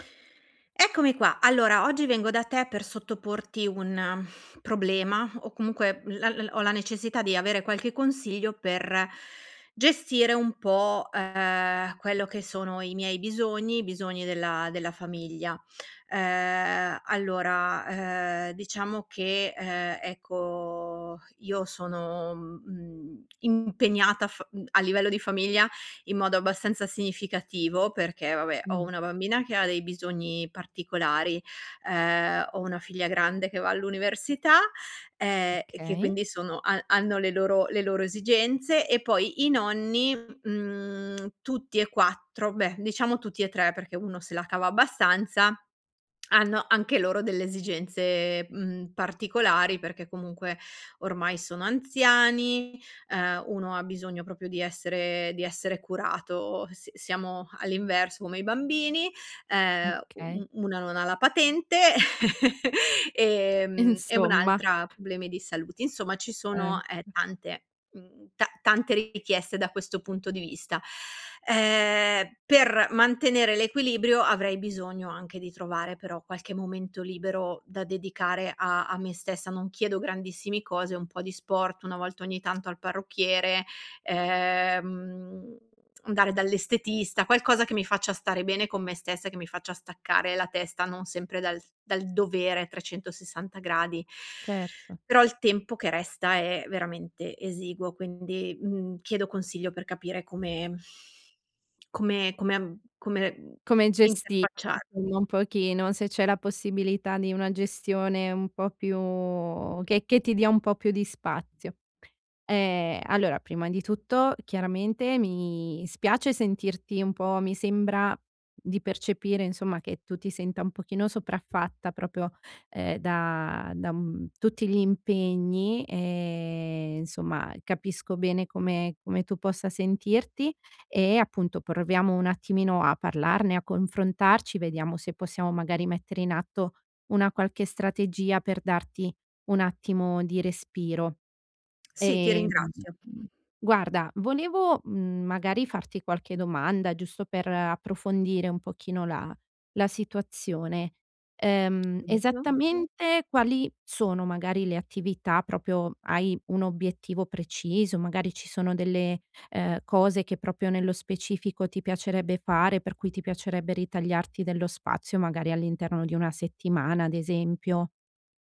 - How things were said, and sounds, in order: exhale; tongue click; "proprio" said as "propio"; laugh; other background noise; "proprio" said as "propio"; background speech; "proprio" said as "propio"; "proprio" said as "propio"
- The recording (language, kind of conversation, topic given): Italian, advice, Come posso bilanciare i miei bisogni personali con quelli della mia famiglia durante un trasferimento?